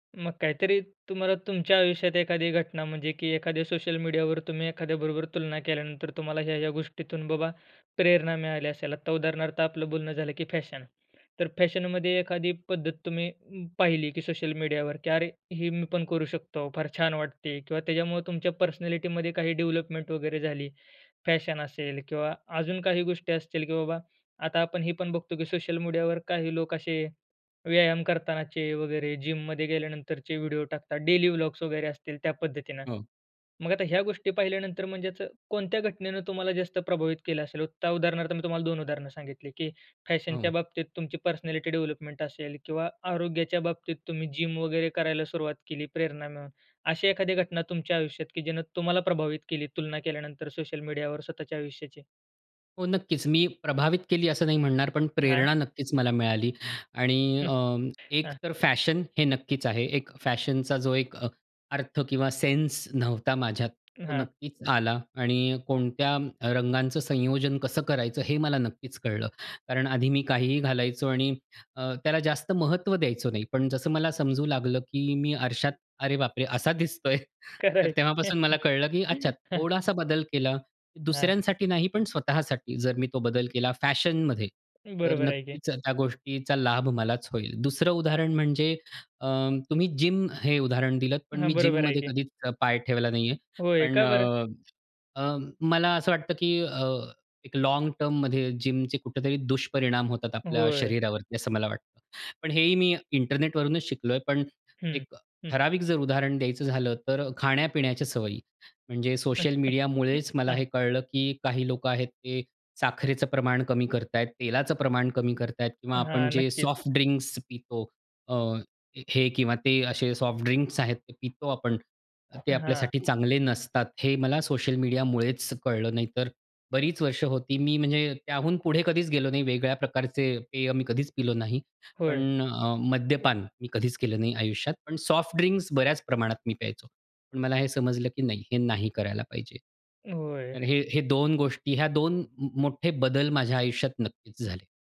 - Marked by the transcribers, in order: in English: "पर्सनॅलिटीमध्ये"; in English: "जिममध्ये"; in English: "डेली"; unintelligible speech; in English: "पर्सनॅलिटी डेव्हलपमेंट"; in English: "जिम"; chuckle; tapping; in English: "सेन्स"; surprised: "अरे बापरे!"; laughing while speaking: "दिसतोय"; laughing while speaking: "खरं आहे की"; laugh; in English: "जिम"; in English: "जिम"; other background noise; in English: "जिम"; chuckle; other noise
- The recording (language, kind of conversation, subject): Marathi, podcast, सोशल मीडियावरील तुलना आपल्या मनावर कसा परिणाम करते, असं तुम्हाला वाटतं का?